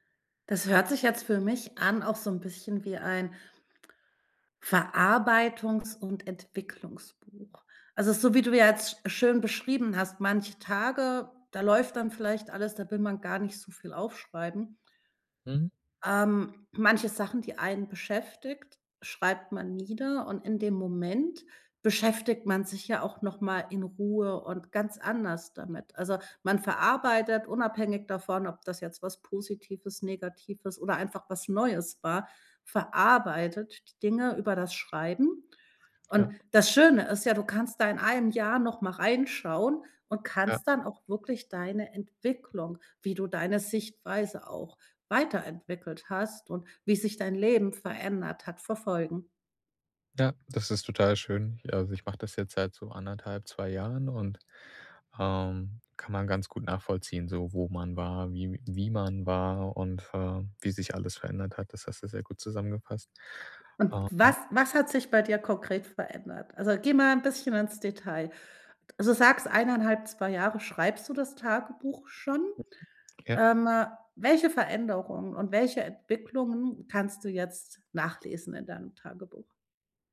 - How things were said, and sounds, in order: stressed: "Schöne"; unintelligible speech
- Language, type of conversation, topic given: German, podcast, Welche kleine Entscheidung führte zu großen Veränderungen?